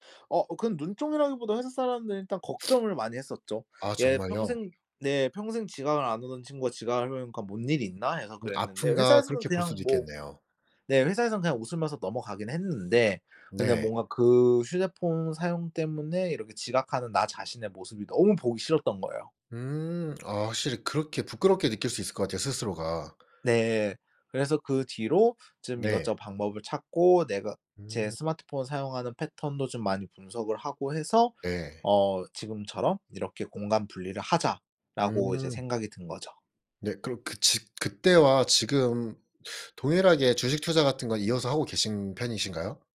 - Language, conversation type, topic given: Korean, podcast, 취침 전에 스마트폰 사용을 줄이려면 어떻게 하면 좋을까요?
- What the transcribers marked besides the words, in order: sniff; other background noise